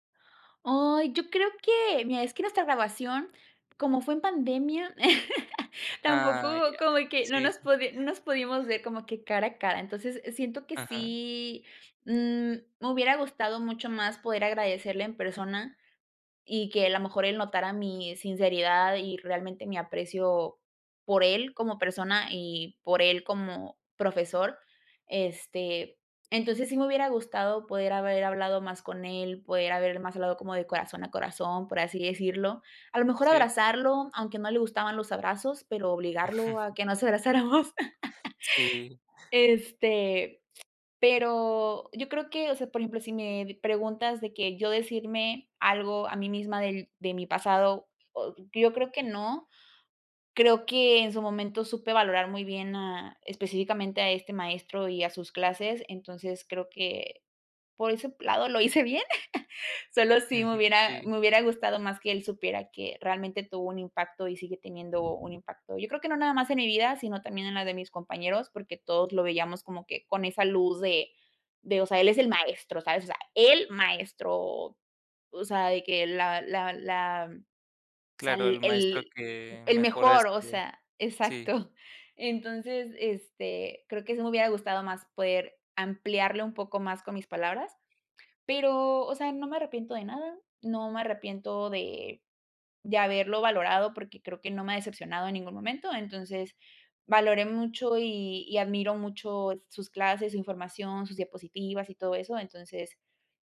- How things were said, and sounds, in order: laugh; chuckle; laughing while speaking: "abrazáramos"; laugh; laugh
- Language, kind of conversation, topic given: Spanish, podcast, ¿Cuál fue una clase que te cambió la vida y por qué?